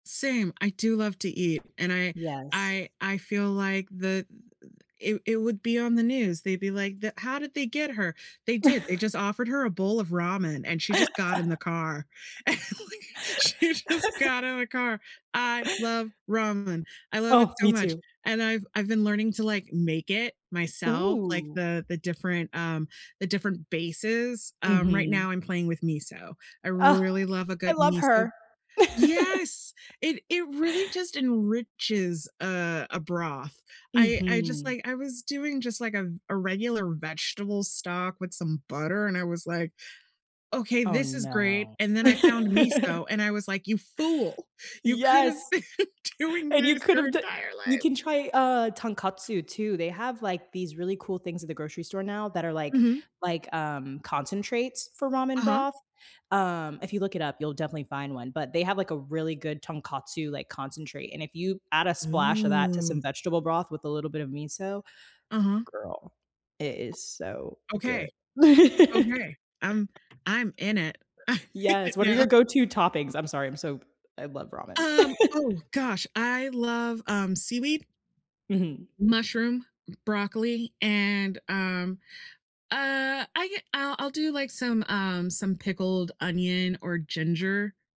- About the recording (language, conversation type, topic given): English, unstructured, How do you like to recharge with friends so you both feel balanced and connected?
- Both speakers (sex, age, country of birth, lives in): female, 25-29, United States, United States; female, 35-39, United States, United States
- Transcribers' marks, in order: other noise; laugh; tapping; laugh; laughing while speaking: "And like she just"; other background noise; laugh; laugh; laughing while speaking: "been doing this your entire life"; drawn out: "Ooh"; laughing while speaking: "I'm in it now"; laugh; chuckle